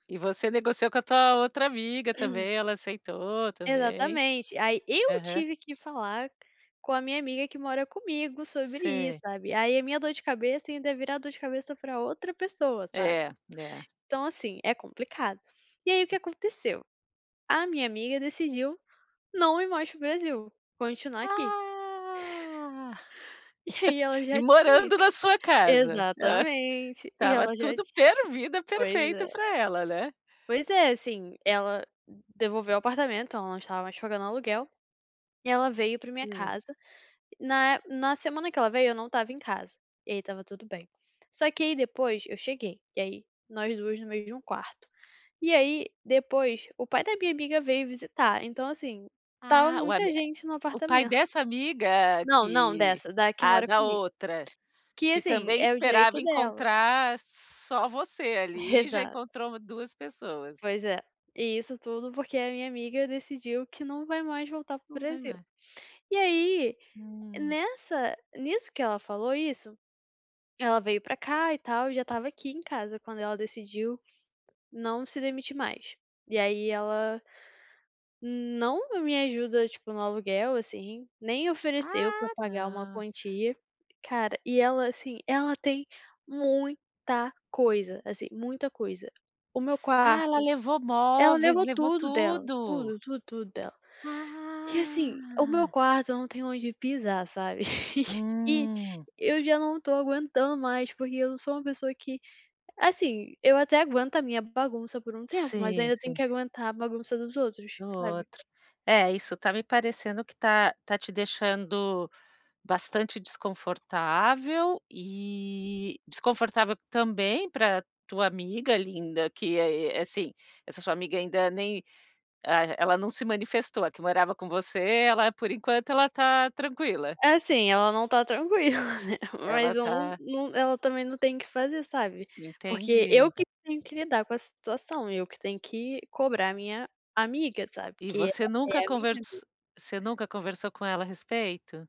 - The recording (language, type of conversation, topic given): Portuguese, advice, Como posso negociar limites sem perder a amizade?
- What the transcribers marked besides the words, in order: throat clearing; chuckle; other noise; tapping; stressed: "muita"; chuckle; laughing while speaking: "tranquila, né"